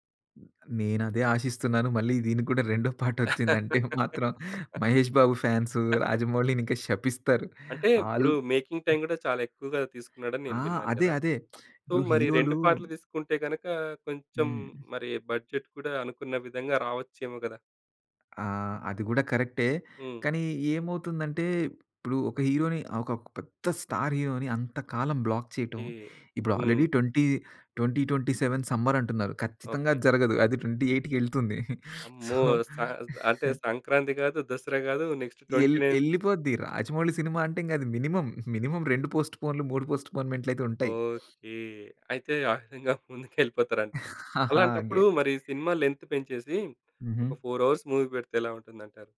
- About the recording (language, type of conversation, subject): Telugu, podcast, మీరు కొత్త పాటలను ఎలా కనుగొంటారు?
- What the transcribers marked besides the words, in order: laugh; in English: "మేకింగ్ టైమ్"; in English: "ఆల్"; other noise; lip smack; in English: "సో"; in English: "బడ్జెట్"; in English: "హీరో‌ని"; in English: "స్టార్ హీరో‌ని"; in English: "బ్లాక్"; in English: "ఆల్రెడీ ట్వెంటీ ట్వెంటీ ట్వెంటీ సెవెన్ సమ్మర్"; giggle; in English: "సో"; giggle; in English: "నెక్స్ట్ ట్వెంటీ నైన్"; in English: "మినిమమ్. మినిమమ్"; sniff; other background noise; giggle; in English: "లెంత్"; in English: "ఫోర్ హౌర్స్ మూవీ"